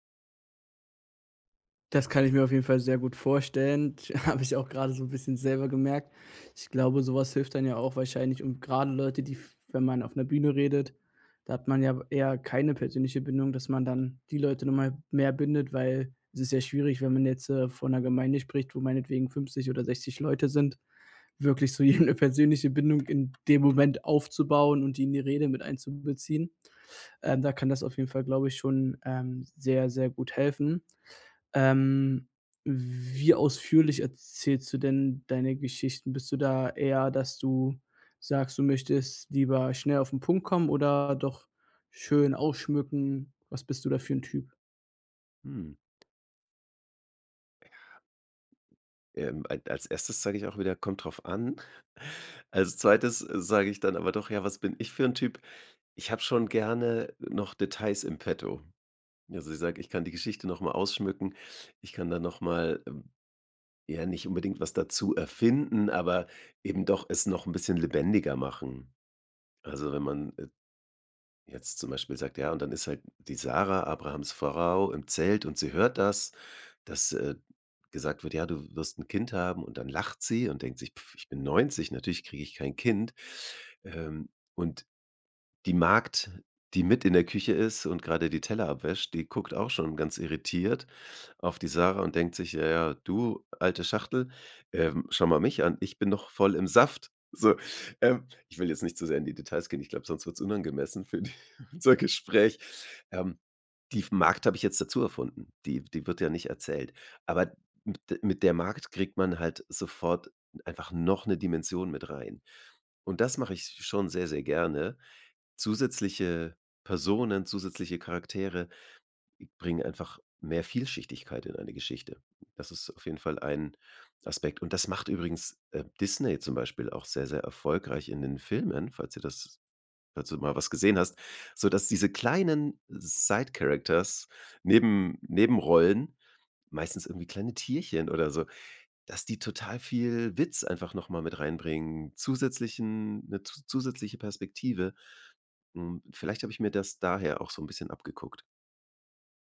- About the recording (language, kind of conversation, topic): German, podcast, Wie baust du Nähe auf, wenn du eine Geschichte erzählst?
- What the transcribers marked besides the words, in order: laughing while speaking: "Habe ich"; other background noise; laughing while speaking: "unser"; in English: "side characters"